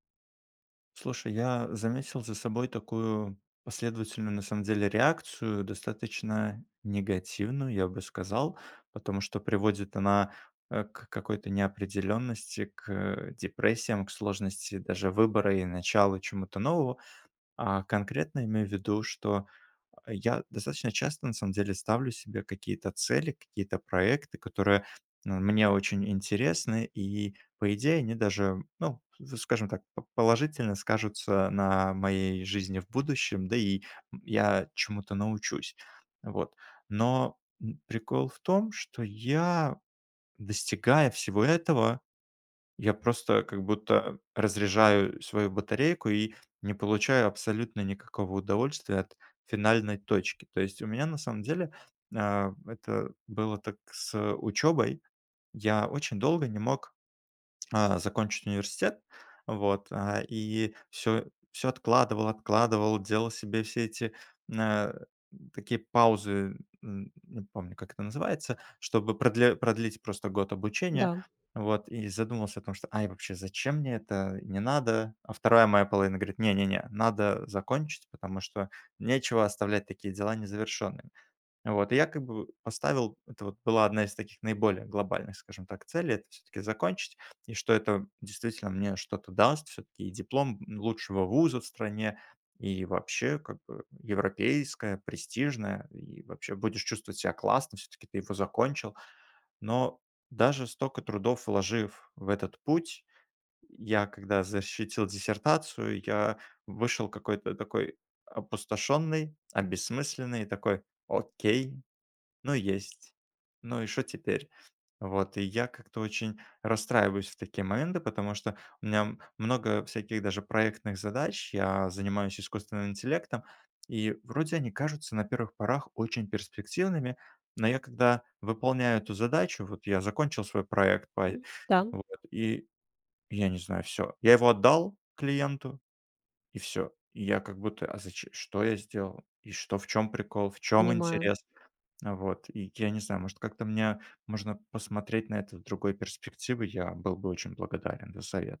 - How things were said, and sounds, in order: tapping; grunt; other background noise; swallow; "что" said as "шо"
- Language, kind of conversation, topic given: Russian, advice, Как справиться с выгоранием и потерей смысла после череды достигнутых целей?